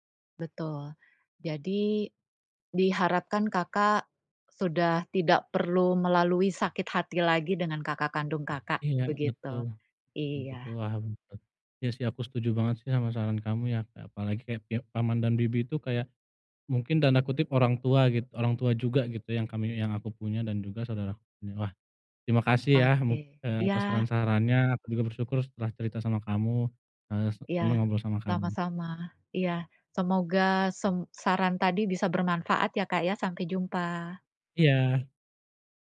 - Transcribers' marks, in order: "paham" said as "laham"; tapping
- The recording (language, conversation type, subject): Indonesian, advice, Bagaimana cara bangkit setelah merasa ditolak dan sangat kecewa?